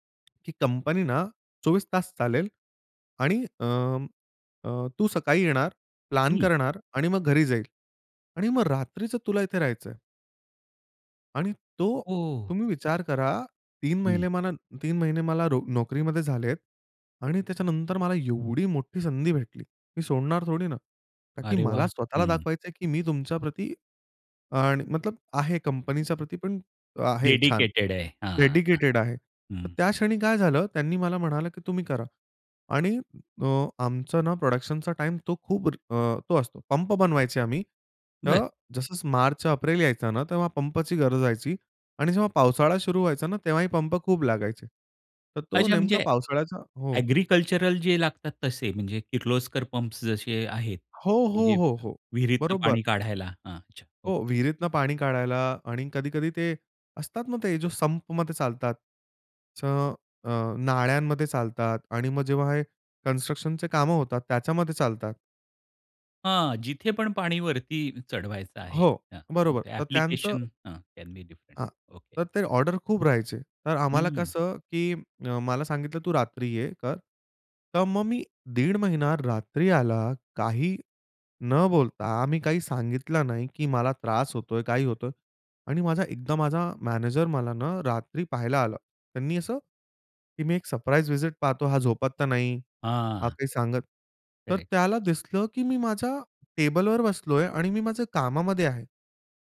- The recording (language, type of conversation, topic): Marathi, podcast, ऑफिसमध्ये विश्वास निर्माण कसा करावा?
- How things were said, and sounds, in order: tapping; in English: "डेडिकेटेड"; in English: "डेडिकेटेड"; other background noise; in English: "प्रोडक्शनचा"; in English: "संपमध्ये"; in English: "कन्स्ट्रक्शनचे"; in English: "अँप्लिकेशन"; in English: "कॅन बी डिफ्रंट"; in English: "सरप्राईज विजिट"